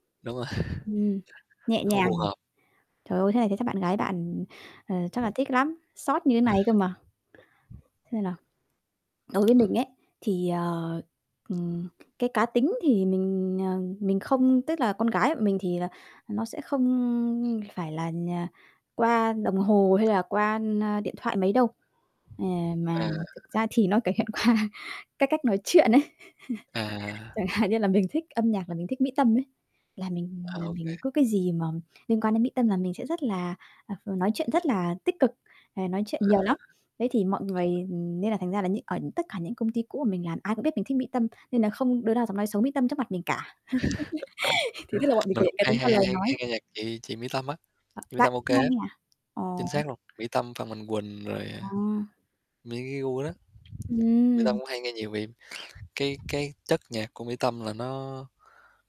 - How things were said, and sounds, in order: chuckle; tapping; other background noise; laughing while speaking: "Ừ"; distorted speech; static; laughing while speaking: "qua"; chuckle; laughing while speaking: "Chẳng hạn"; unintelligible speech; unintelligible speech; laugh; chuckle; wind; other noise
- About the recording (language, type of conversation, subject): Vietnamese, unstructured, Bạn thường thể hiện cá tính của mình qua phong cách như thế nào?
- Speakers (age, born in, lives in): 25-29, Vietnam, Vietnam; 30-34, Vietnam, Vietnam